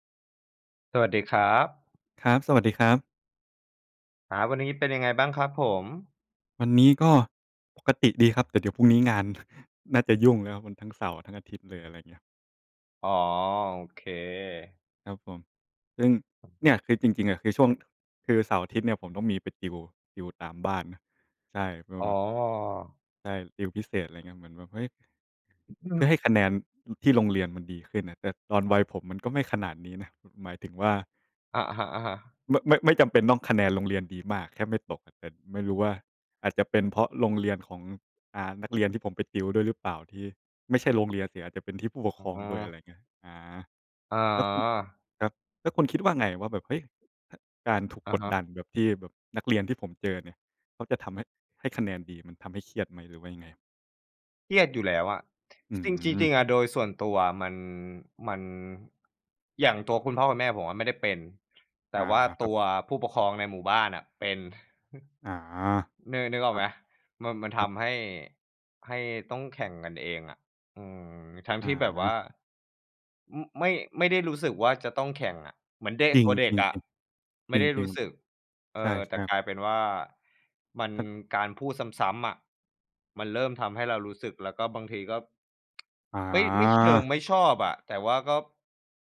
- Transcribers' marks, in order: throat clearing; tsk
- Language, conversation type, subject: Thai, unstructured, การถูกกดดันให้ต้องได้คะแนนดีทำให้คุณเครียดไหม?